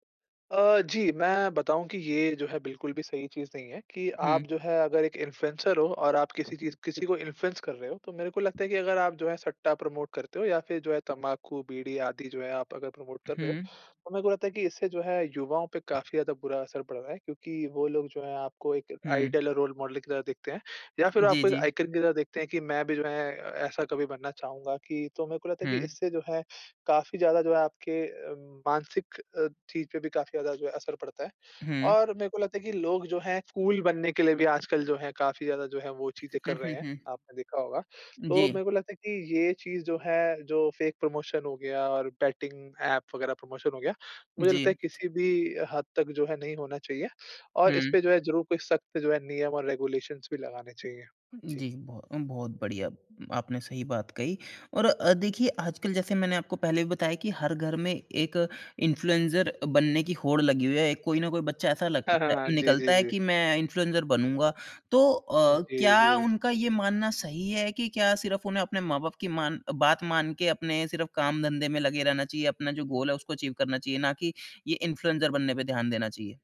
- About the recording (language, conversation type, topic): Hindi, podcast, सोशल मीडिया के प्रभावक पॉप संस्कृति पर क्या असर डालते हैं?
- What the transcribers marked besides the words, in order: in English: "इन्फ्लुएंस"; in English: "प्रमोट"; in English: "प्रमोट"; in English: "आइडियल"; in English: "रोल मॉडल"; in English: "आइकॉन"; in English: "कूल"; other background noise; in English: "फ़ेक प्रमोशन"; in English: "बेटिंग ऐप"; in English: "प्रमोशन"; in English: "रेगुलेशंस"; tapping; in English: "गोल"; in English: "अचीव"